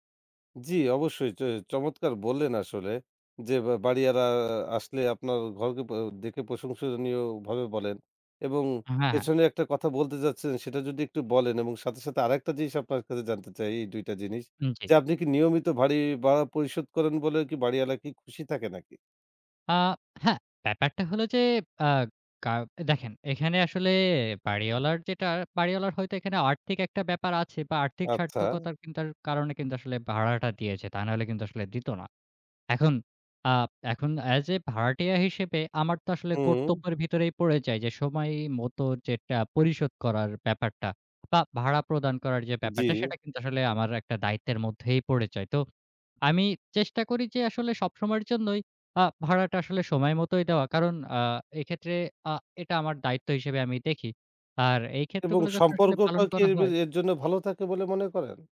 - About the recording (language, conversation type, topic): Bengali, podcast, ভাড়াটে বাসায় থাকা অবস্থায় কীভাবে ঘরে নিজের ছোঁয়া বজায় রাখবেন?
- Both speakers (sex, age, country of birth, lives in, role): male, 25-29, Bangladesh, Bangladesh, guest; male, 25-29, Bangladesh, Bangladesh, host
- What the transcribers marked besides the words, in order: "বাড়িওয়ালা" said as "বাড়িয়ারা"; other background noise; "ভাড়াটা" said as "বাড়াটা"